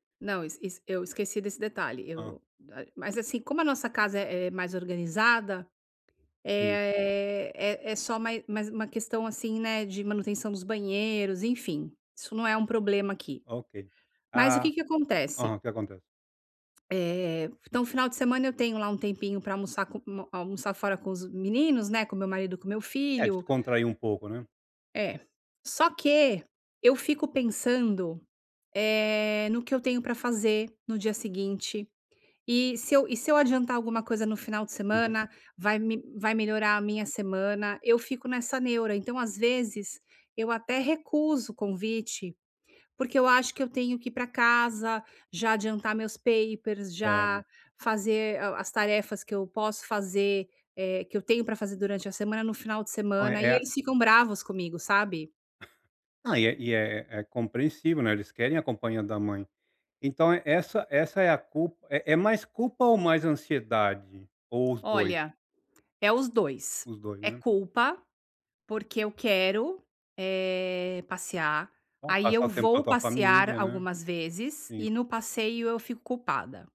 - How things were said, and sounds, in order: tapping; in English: "papers"; other background noise
- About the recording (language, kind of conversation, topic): Portuguese, advice, Por que me sinto culpado ou ansioso ao tirar um tempo livre?